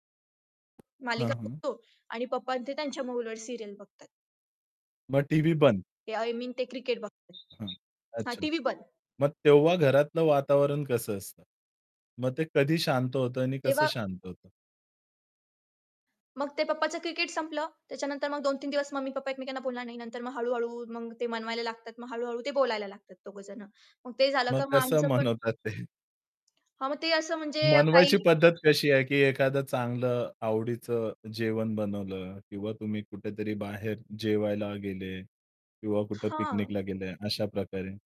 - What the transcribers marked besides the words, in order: other background noise; static; horn; in English: "सीरियल"; background speech; laughing while speaking: "मनवतात ते?"
- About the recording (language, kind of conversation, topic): Marathi, podcast, तुमच्या कुटुंबात भांडणं सहसा कशामुळे सुरू होतात?